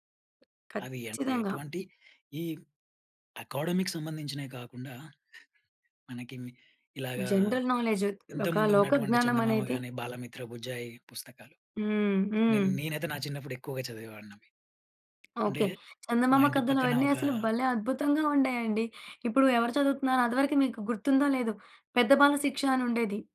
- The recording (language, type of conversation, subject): Telugu, podcast, మీ కుటుంబంలో బెడ్‌టైమ్ కథలకు అప్పట్లో ఎంత ప్రాముఖ్యం ఉండేది?
- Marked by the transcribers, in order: other background noise; in English: "అకాడమీ‌కి"; in English: "జనరల్‌నాలెడ్జ్"; tapping